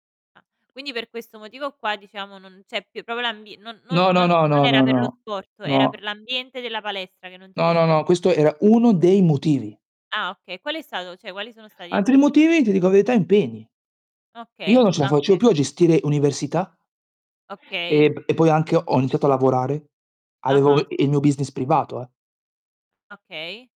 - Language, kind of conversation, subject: Italian, unstructured, Qual è il tuo sport preferito e perché?
- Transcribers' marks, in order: "proprio" said as "propio"; distorted speech